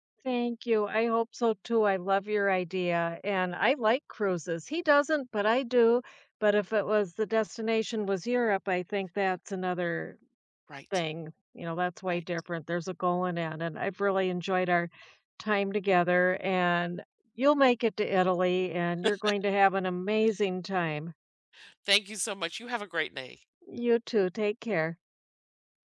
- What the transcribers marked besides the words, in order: laugh
- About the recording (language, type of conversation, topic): English, unstructured, What dreams do you hope to achieve in the next five years?